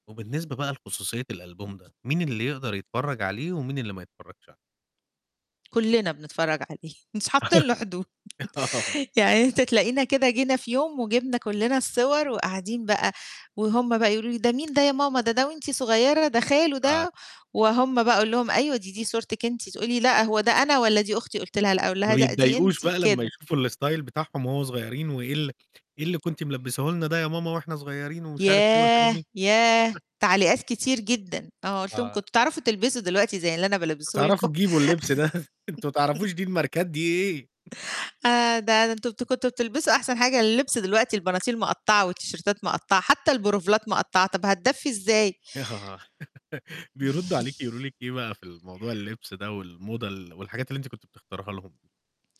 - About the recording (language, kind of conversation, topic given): Arabic, podcast, بتشارك صور ولادك على السوشيال ميديا، وإمتى بتقول لأ وبتحط حدود؟
- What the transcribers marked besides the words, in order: laughing while speaking: "مش حاطين له حدود"; laugh; laughing while speaking: "آه"; in English: "الstyle"; chuckle; laughing while speaking: "ده"; laugh; in English: "والتيشيرتات"; in English: "البروفلات"; "البلوفرات" said as "البروفلات"; laugh; chuckle